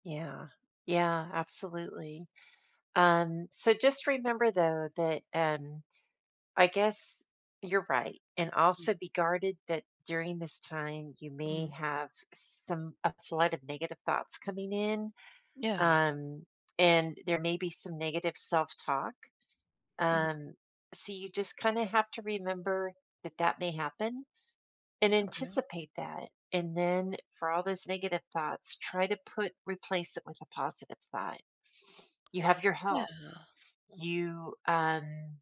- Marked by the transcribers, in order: tapping; other noise; sniff
- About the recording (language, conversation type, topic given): English, advice, How can I build resilience after failure?